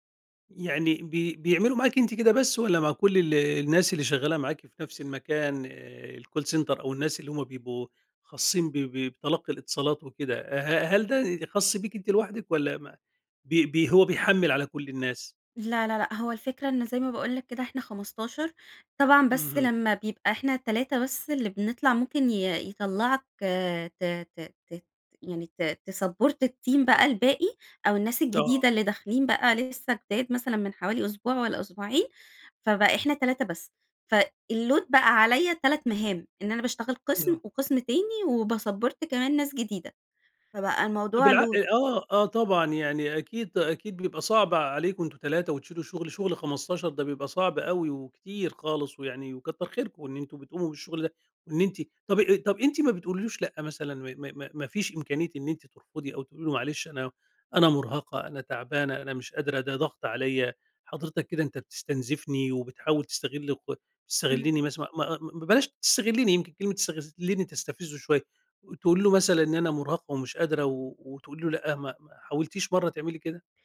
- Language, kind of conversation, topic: Arabic, advice, إزاي أحط حدود لما يحمّلوني شغل زيادة برا نطاق شغلي؟
- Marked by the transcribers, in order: in English: "الcall center"; in English: "تسابّورت الteam"; in English: "الload"; in English: "باسبّورت"; in English: "load"